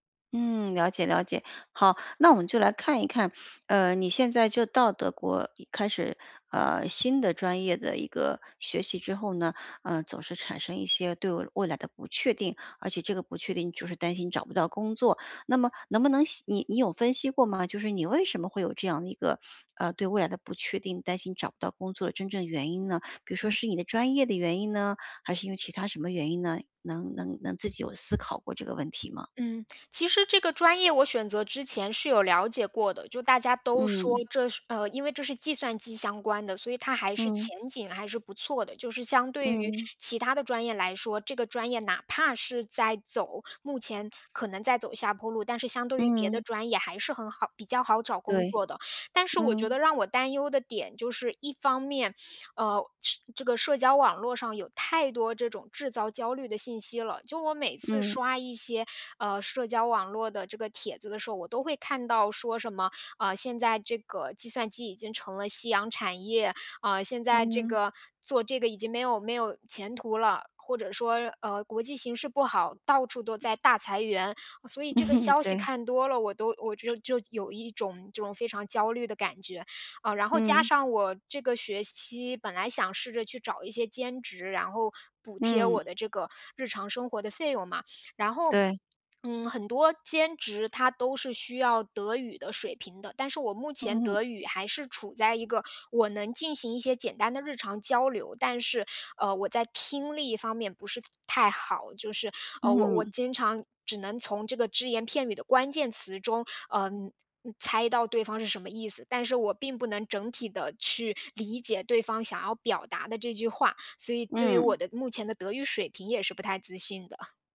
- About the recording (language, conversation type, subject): Chinese, advice, 我老是担心未来，怎么才能放下对未来的过度担忧？
- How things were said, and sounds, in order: tapping; other background noise; chuckle; chuckle